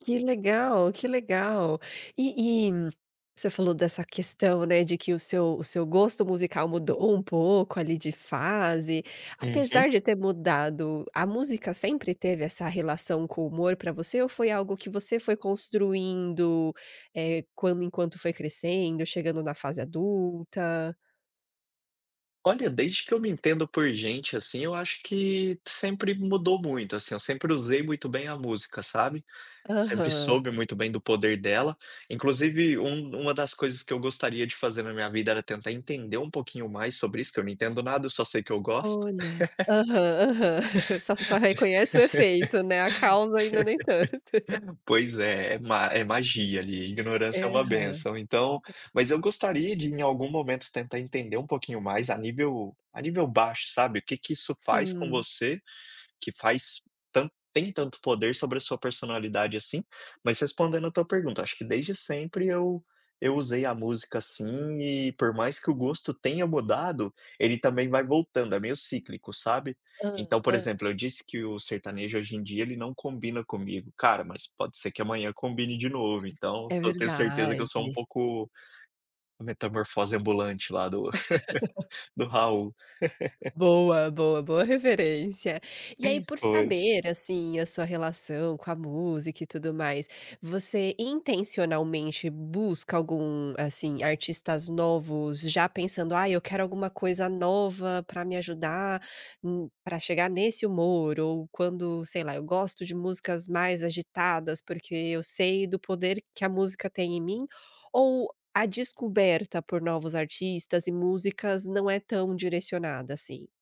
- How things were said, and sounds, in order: chuckle; laugh; unintelligible speech; tapping; laugh
- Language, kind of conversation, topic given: Portuguese, podcast, Como você usa a música para regular o seu humor?